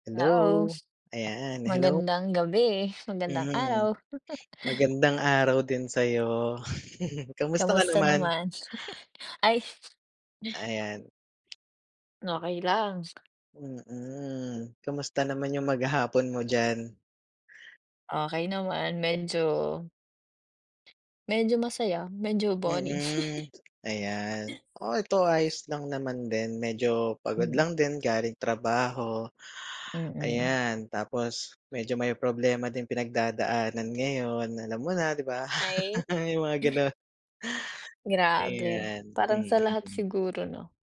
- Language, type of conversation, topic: Filipino, unstructured, Paano mo hinaharap ang mga pangyayaring nagdulot ng sakit sa damdamin mo?
- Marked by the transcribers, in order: other background noise; sniff; chuckle; chuckle; chuckle; laugh; tapping; laugh